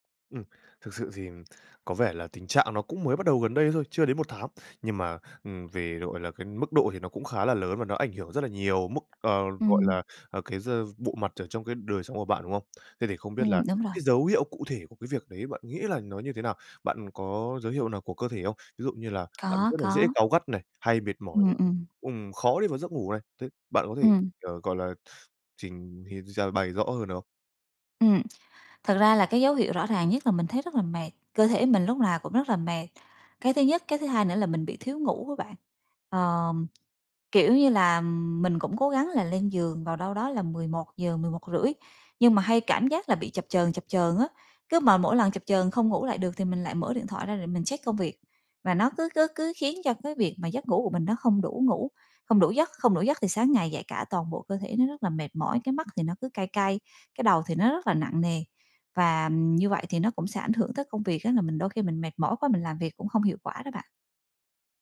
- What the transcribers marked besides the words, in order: tapping
- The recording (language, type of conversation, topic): Vietnamese, advice, Vì sao căng thẳng công việc kéo dài khiến bạn khó thư giãn?